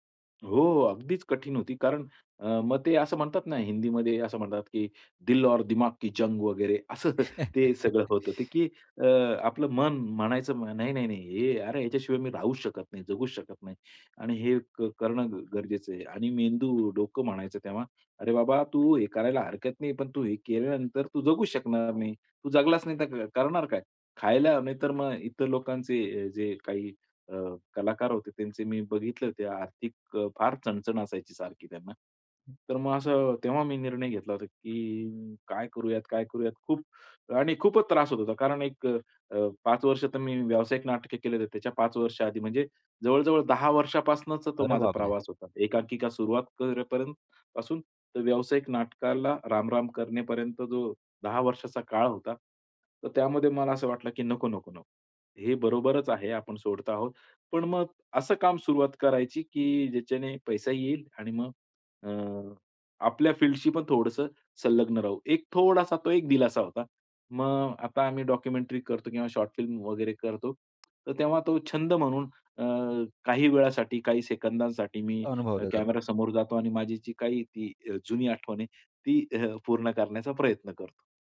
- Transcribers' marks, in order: in Hindi: "दिल और दिमाग की जंग"; chuckle; tapping; other noise; surprised: "अरे बापरे!"; in English: "डॉक्युमेंटरी"
- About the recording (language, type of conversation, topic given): Marathi, podcast, तुम्ही कधी एखादी गोष्ट सोडून दिली आणि त्यातून तुम्हाला सुख मिळाले का?